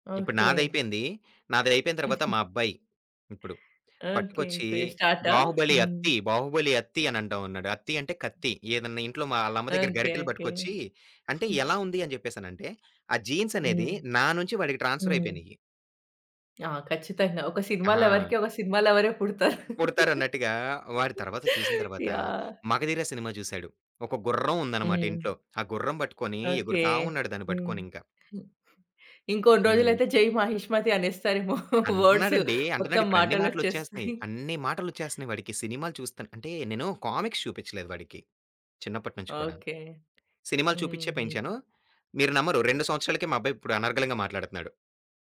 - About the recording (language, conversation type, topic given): Telugu, podcast, మీరు సినిమా హీరోల స్టైల్‌ను అనుసరిస్తున్నారా?
- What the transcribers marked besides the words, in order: other background noise; chuckle; in English: "ట్రాన్స్‌ఫర్"; laughing while speaking: "పుడతారు"; chuckle; tapping; laughing while speaking: "వర్డ్సు మొత్తం మాటలోచ్చేస్తాయి"; in English: "కామిక్స్"